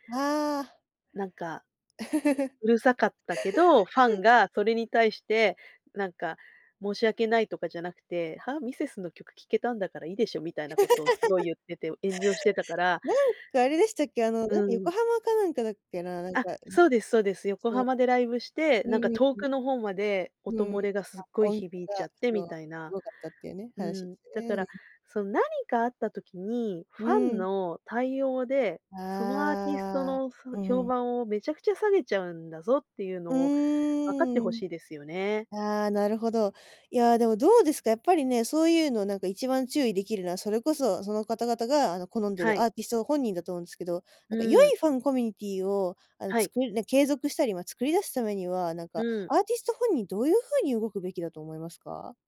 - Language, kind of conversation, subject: Japanese, podcast, ファンコミュニティの力、どう捉えていますか？
- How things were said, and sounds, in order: other noise; chuckle; laugh; unintelligible speech